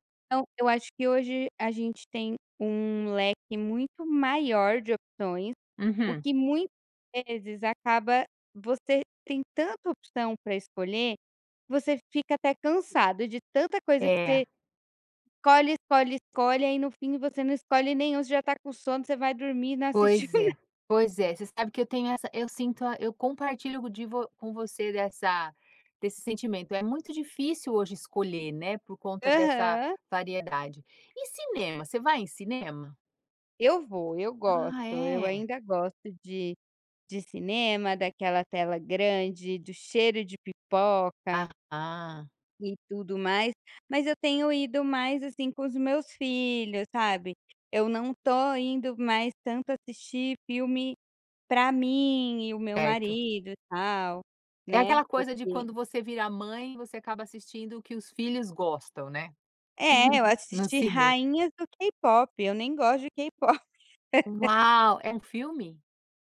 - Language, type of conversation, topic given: Portuguese, podcast, Como o streaming mudou, na prática, a forma como assistimos a filmes?
- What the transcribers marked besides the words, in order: chuckle; chuckle; laughing while speaking: "K-pop"